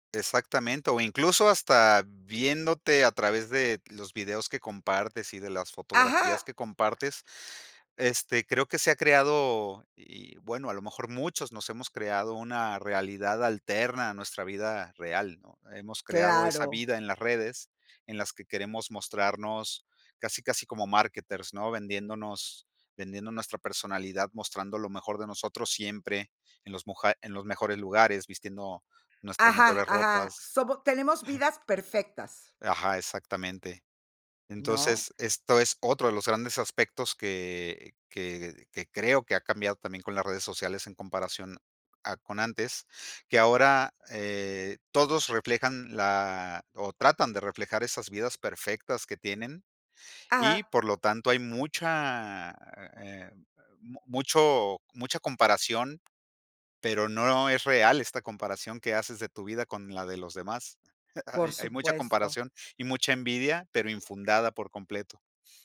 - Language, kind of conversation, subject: Spanish, podcast, ¿Cómo cambian las redes sociales nuestra forma de relacionarnos?
- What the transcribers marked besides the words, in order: in English: "marketers"; chuckle; chuckle